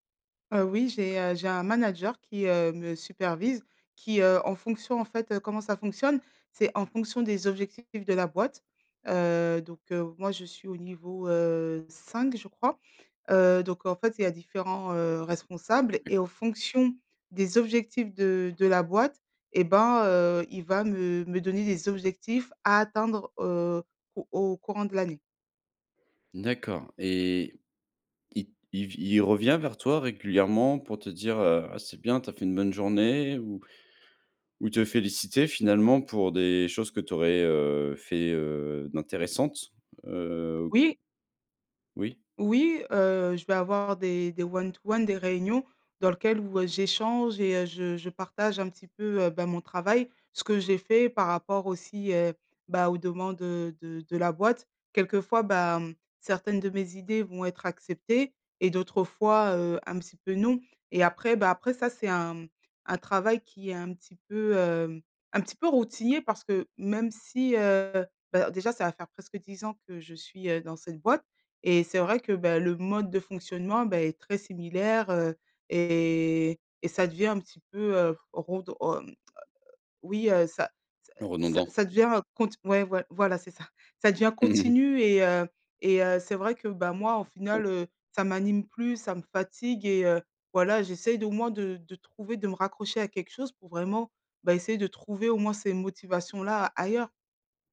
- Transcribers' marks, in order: other background noise; in English: "one to one"; laughing while speaking: "Mmh, mmh mh"
- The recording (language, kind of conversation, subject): French, advice, Comment puis-je redonner du sens à mon travail au quotidien quand il me semble routinier ?